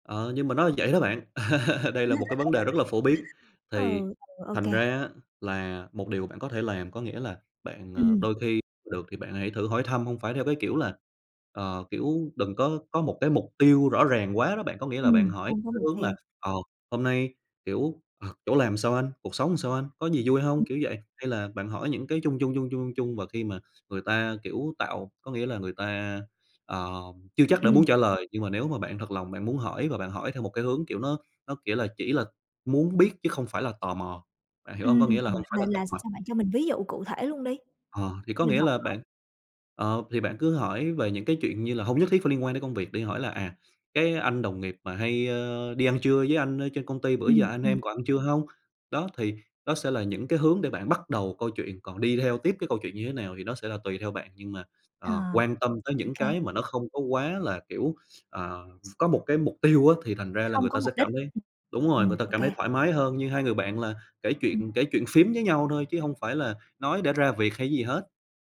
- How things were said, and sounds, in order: laughing while speaking: "Ờ"; laugh; tapping; other noise; other background noise
- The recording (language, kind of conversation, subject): Vietnamese, advice, Làm sao cải thiện mối quan hệ vợ chồng đang lạnh nhạt vì quá bận rộn?